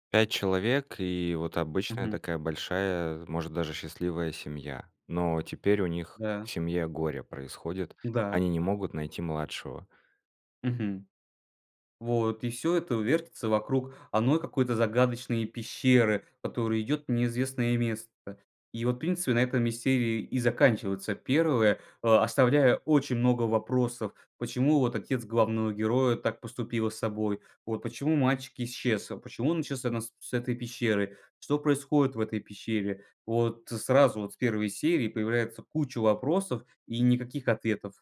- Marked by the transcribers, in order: "одной" said as "анной"
- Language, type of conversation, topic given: Russian, podcast, Какой сериал стал для тебя небольшим убежищем?